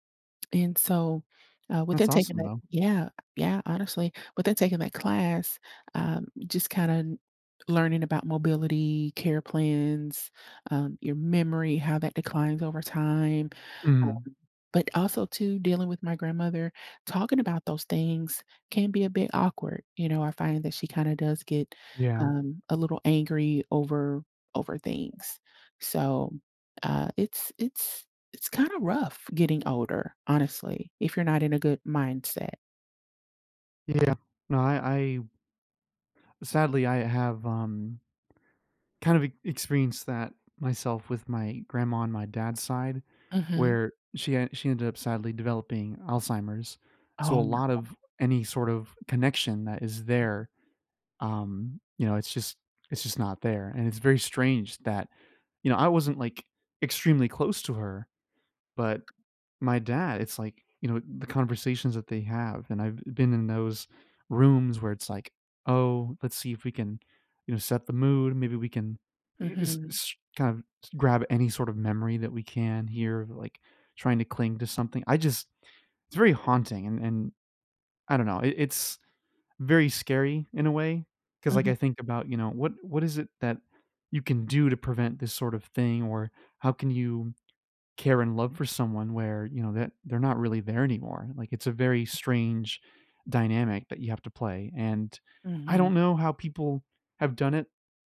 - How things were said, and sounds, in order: tapping; alarm; other background noise
- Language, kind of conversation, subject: English, unstructured, How should I approach conversations about my aging and health changes?